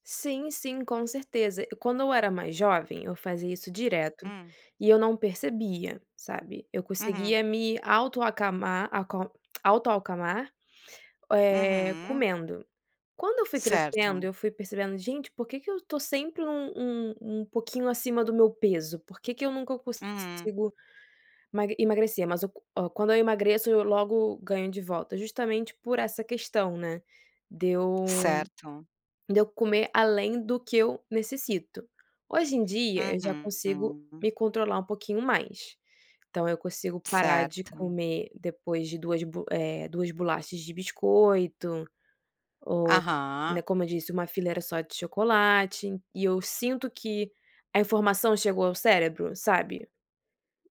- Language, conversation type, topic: Portuguese, podcast, Como você diferencia, na prática, a fome de verdade da simples vontade de comer?
- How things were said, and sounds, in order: tapping; "acalmar" said as "alcamar"